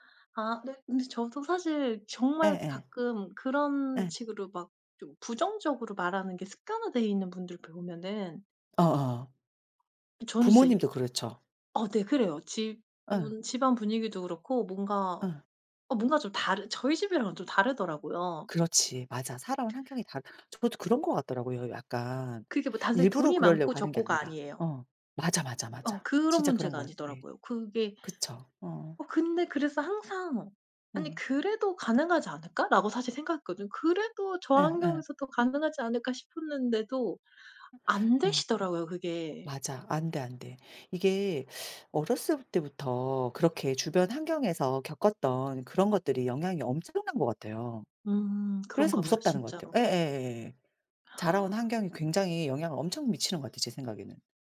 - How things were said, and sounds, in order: other background noise; gasp
- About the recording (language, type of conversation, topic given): Korean, unstructured, 자신감을 키우는 가장 좋은 방법은 무엇이라고 생각하세요?